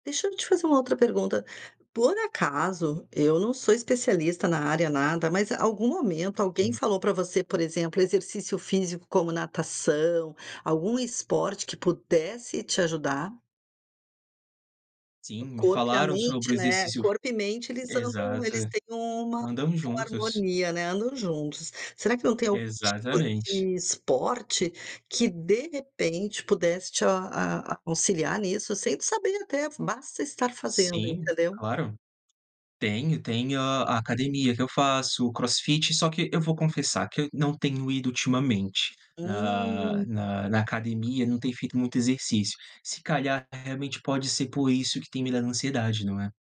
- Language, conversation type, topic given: Portuguese, advice, Como posso lidar com ataques de pânico inesperados em público?
- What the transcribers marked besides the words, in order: none